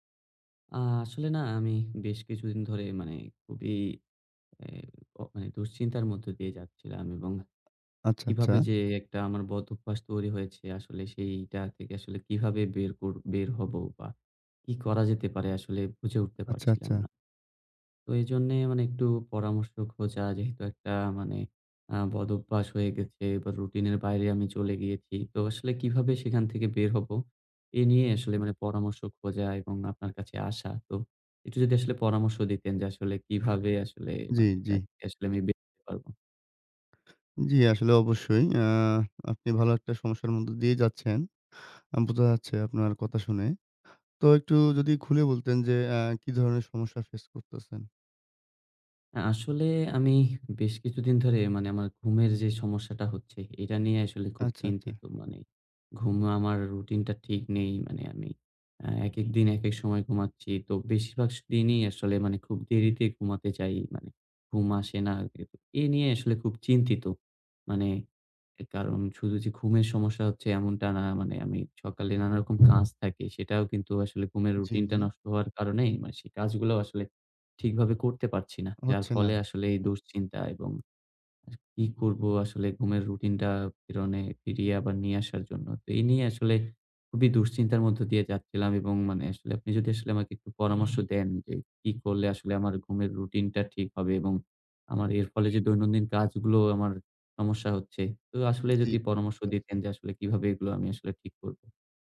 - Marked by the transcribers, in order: tapping; horn; "বেশির ভাগ" said as "বেশভাকশ"
- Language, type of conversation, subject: Bengali, advice, নিয়মিত ঘুমের রুটিনের অভাব